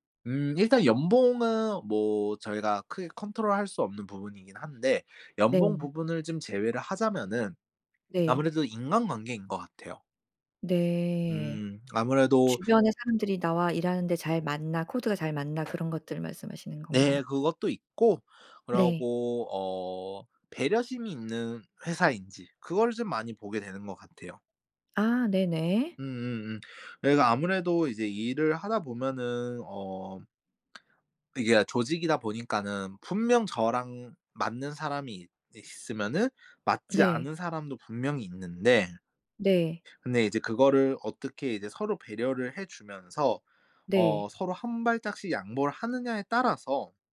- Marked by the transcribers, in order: in English: "control"; tapping
- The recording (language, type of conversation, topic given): Korean, podcast, 직장을 그만둘지 고민할 때 보통 무엇을 가장 먼저 고려하나요?